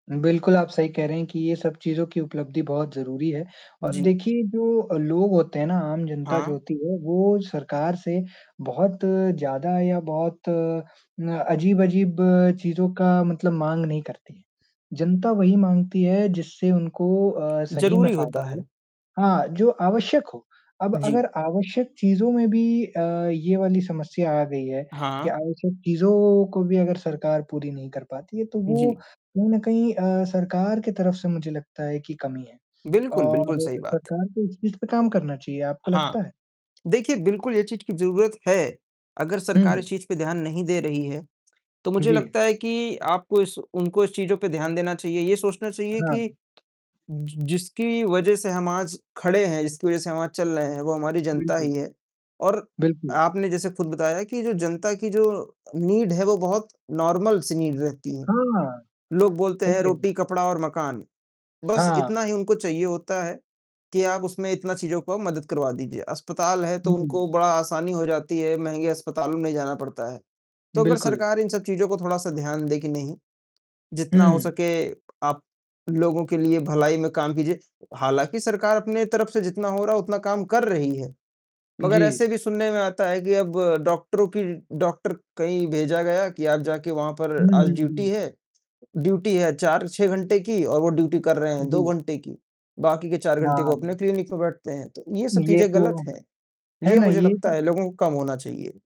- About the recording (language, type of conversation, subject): Hindi, unstructured, आपके इलाके में हाल ही में कौन-सी खुशखबरी आई है?
- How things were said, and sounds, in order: static; distorted speech; tapping; mechanical hum; in English: "नीड"; in English: "नॉर्मल"; in English: "नीड"; in English: "क्लिनिक"